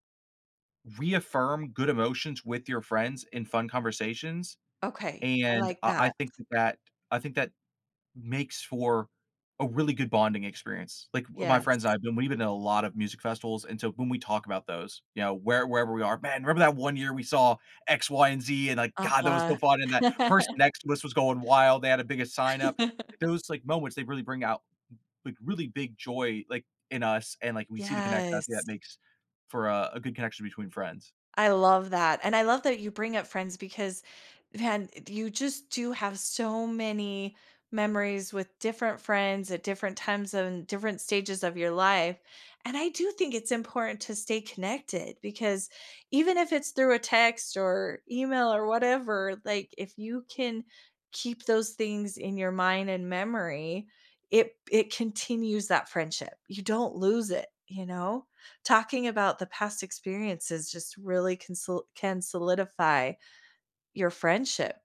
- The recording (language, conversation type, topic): English, unstructured, In what ways do shared memories strengthen our relationships with others?
- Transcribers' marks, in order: laugh; chuckle; drawn out: "Yes"